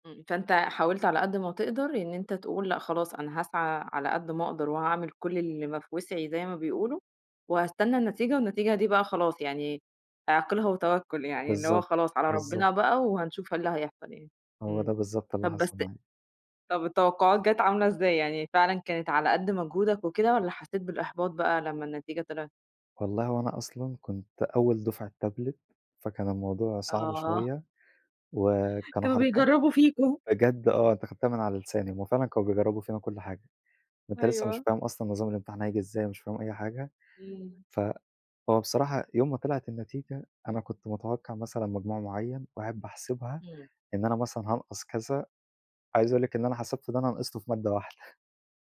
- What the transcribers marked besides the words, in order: in English: "tablet"; chuckle
- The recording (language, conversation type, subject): Arabic, podcast, إزاي تتعامل مع خوفك من الفشل وإنت بتسعى للنجاح؟